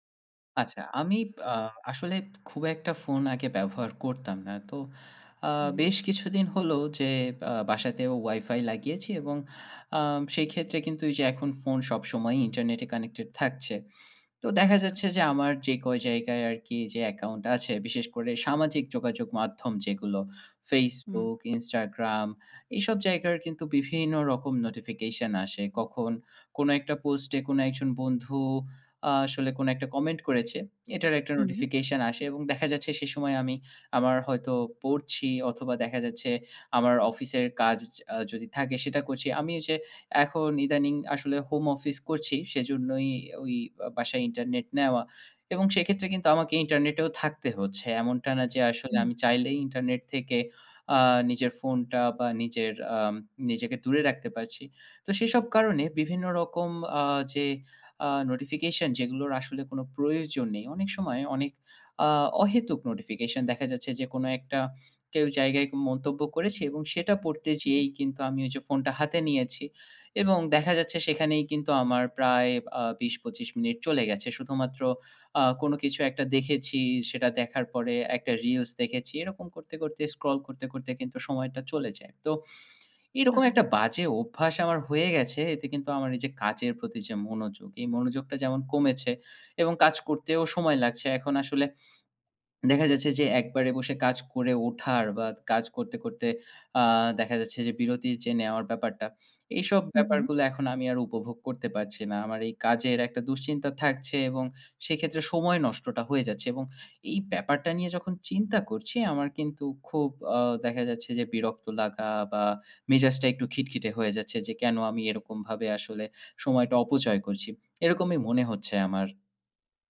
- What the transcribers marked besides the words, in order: other noise
- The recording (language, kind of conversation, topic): Bengali, advice, ফোন ও নোটিফিকেশনে বারবার বিভ্রান্ত হয়ে কাজ থেমে যাওয়ার সমস্যা সম্পর্কে আপনি কীভাবে মোকাবিলা করেন?